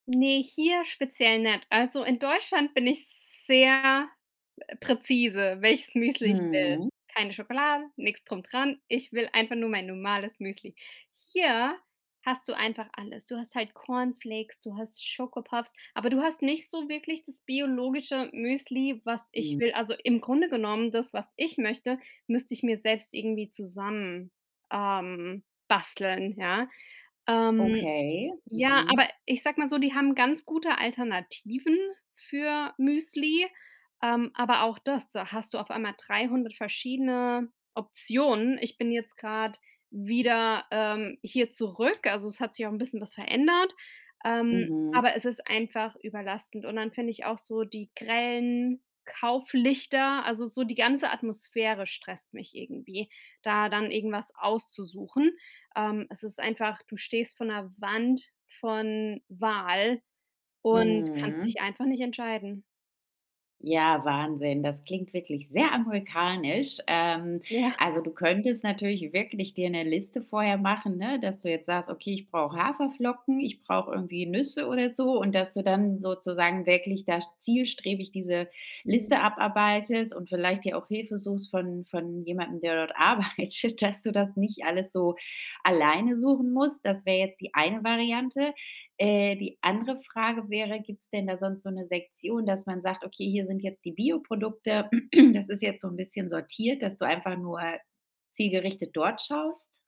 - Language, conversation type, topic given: German, advice, Wie entscheide ich mich beim Einkaufen schneller, wenn die Auswahl zu groß ist?
- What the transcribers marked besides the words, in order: other background noise; laughing while speaking: "Ja"; distorted speech; laughing while speaking: "arbeitet"; throat clearing